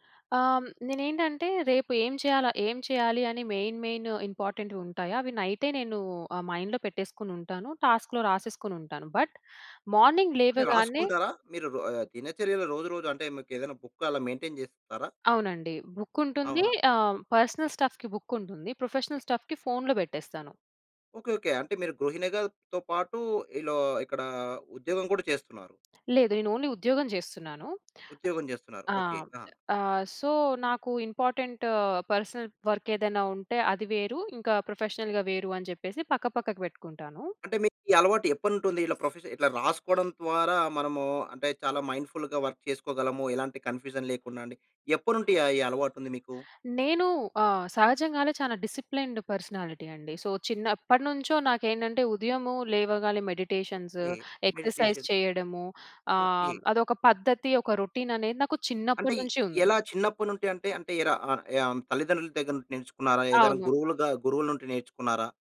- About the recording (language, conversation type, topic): Telugu, podcast, ఉదయాన్ని శ్రద్ధగా ప్రారంభించడానికి మీరు పాటించే దినచర్య ఎలా ఉంటుంది?
- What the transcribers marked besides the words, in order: in English: "మెయిన్ మెయిన్ ఇంపార్టంట్‌వి"; in English: "మైండ్‌లో"; in English: "టాస్క్‌లో"; in English: "బట్ మార్నింగ్"; in English: "బుక్క్"; in English: "మెయింటెయిన్"; in English: "పర్సనల్ స్టఫ్‌కి"; in English: "ప్రొఫెషనల్ స్టఫ్‌కి"; in English: "ఓన్లీ"; in English: "సో"; in English: "పర్సనల్"; in English: "ప్రొఫెషనల్‌గా"; "నుండి" said as "నుంటి"; other background noise; in English: "మైండ్‌ఫుల్‌గా వర్క్"; in English: "కన్ఫ్యూషన్"; in English: "డిసిప్లిన్డ్ పర్సనాలిటీ"; in English: "సో"; in English: "మెడిటేషన్"; in English: "ఎక్సర్సైజ్"; in English: "రొటీన్"